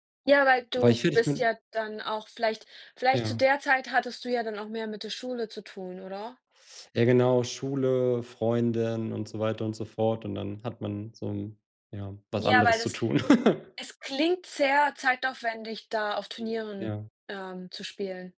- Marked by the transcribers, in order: chuckle
- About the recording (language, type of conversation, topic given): German, unstructured, Was machst du in deiner Freizeit gern?